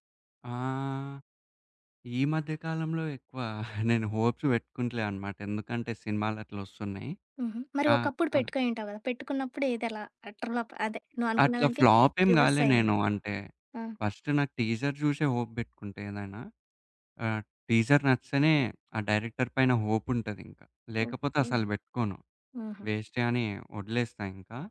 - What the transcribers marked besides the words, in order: giggle; in English: "హోప్స్"; in English: "అట్టర్ ఫ్లాఫ్"; other background noise; in English: "రివర్స్"; in English: "ఫస్ట్"; in English: "టీజర్"; in English: "హోప్"; in English: "టీజర్"; in English: "డైరెక్టర్"; in English: "హోప్"
- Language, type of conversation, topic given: Telugu, podcast, సినిమా ముగింపు ప్రేక్షకుడికి సంతృప్తిగా అనిపించాలంటే ఏమేం విషయాలు దృష్టిలో పెట్టుకోవాలి?